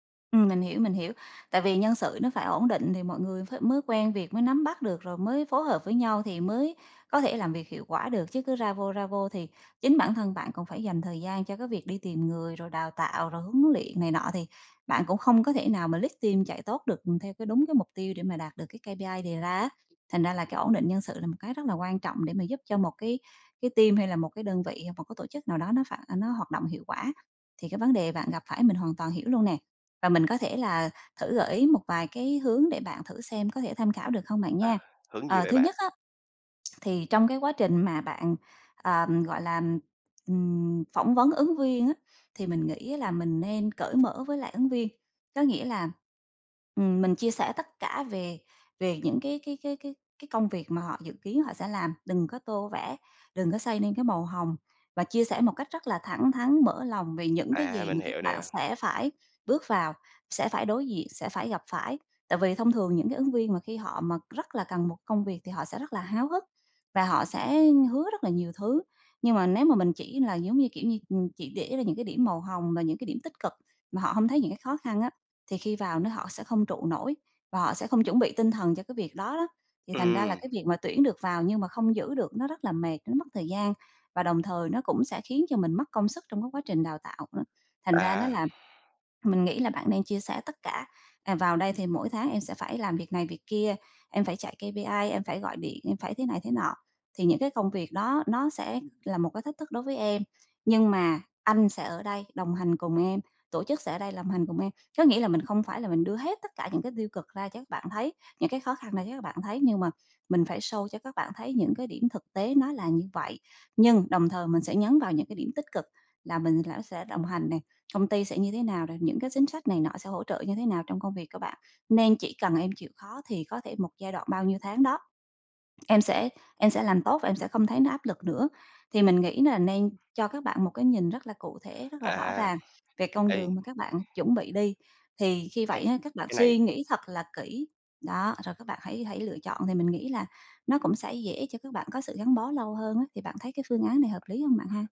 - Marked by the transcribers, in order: tapping; in English: "lead team"; in English: "K-P-I"; in English: "team"; lip smack; in English: "K-P-I"; in English: "show"
- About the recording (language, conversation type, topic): Vietnamese, advice, Làm thế nào để cải thiện việc tuyển dụng và giữ chân nhân viên phù hợp?
- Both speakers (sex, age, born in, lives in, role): female, 35-39, Vietnam, Vietnam, advisor; male, 25-29, Vietnam, Vietnam, user